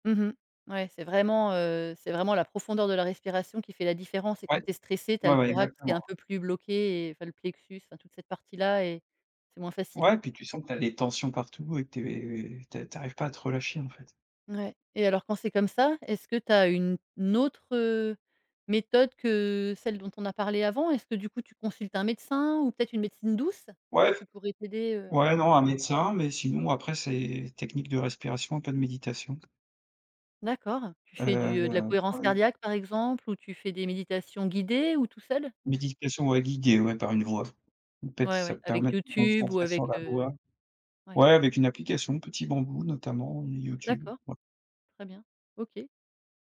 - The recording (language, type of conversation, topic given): French, podcast, Comment gères-tu les petites baisses d’énergie au cours de la journée ?
- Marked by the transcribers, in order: tapping